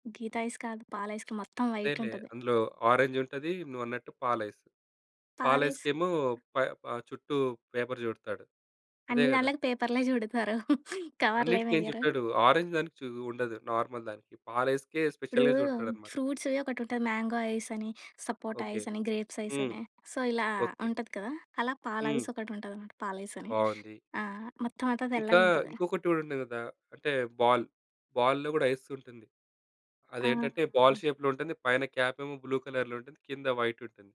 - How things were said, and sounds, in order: tapping; in English: "పేపర్"; laughing while speaking: "జుడతారు. కవర్‌లేం ఎయ్యరు"; in English: "ఆరెంజ్"; in English: "నార్మల్"; in English: "స్పెషల్‌గా"; in English: "మ్యాంగో"; in English: "గ్రేప్స్"; in English: "సో"; other background noise; in English: "బాల్, బాల్‌లో"; in English: "ఐస్"; in English: "బాల్ షేప్‌లో"; in English: "బ్లూ కలర్‌లో"
- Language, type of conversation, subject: Telugu, podcast, ఏ రుచి మీకు ఒకప్పటి జ్ఞాపకాన్ని గుర్తుకు తెస్తుంది?